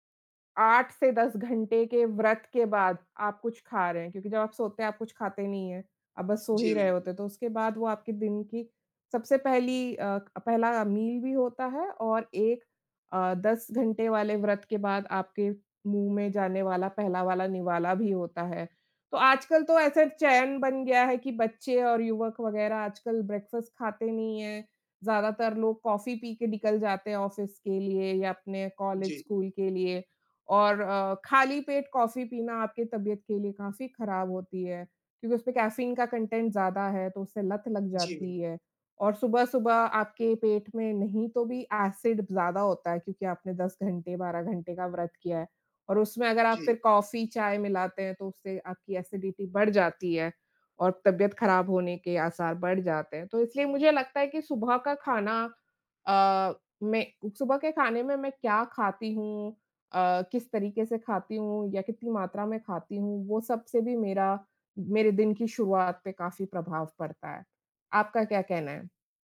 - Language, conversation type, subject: Hindi, unstructured, आप अपने दिन की शुरुआत कैसे करते हैं?
- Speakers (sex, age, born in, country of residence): female, 35-39, India, India; male, 35-39, India, India
- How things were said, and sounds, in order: tapping; in English: "मील"; in English: "ब्रेकफ़ास्ट"; in English: "ऑफ़िस"; in English: "कंटेंट"; in English: "एसिड"; in English: "एसिडिटी"